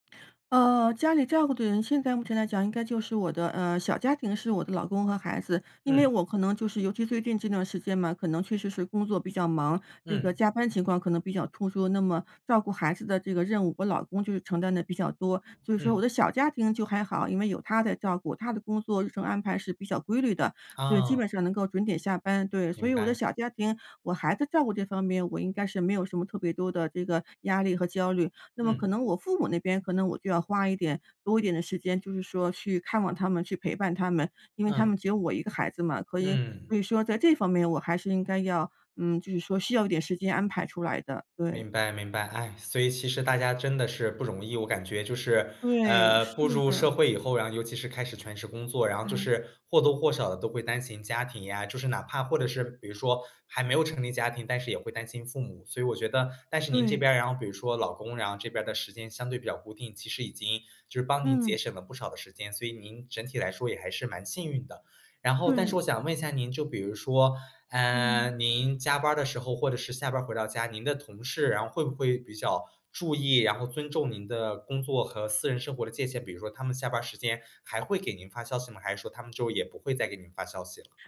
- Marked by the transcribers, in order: other background noise
- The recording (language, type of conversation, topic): Chinese, advice, 我该如何安排工作与生活的时间，才能每天更平衡、压力更小？